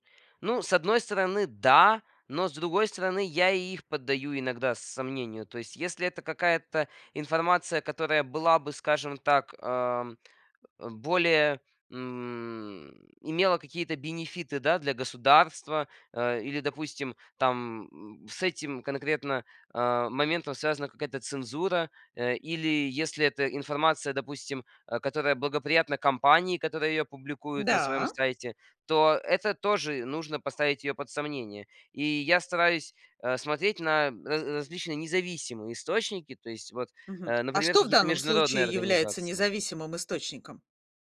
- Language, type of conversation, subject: Russian, podcast, Как вы проверяете достоверность информации в интернете?
- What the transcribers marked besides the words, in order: tapping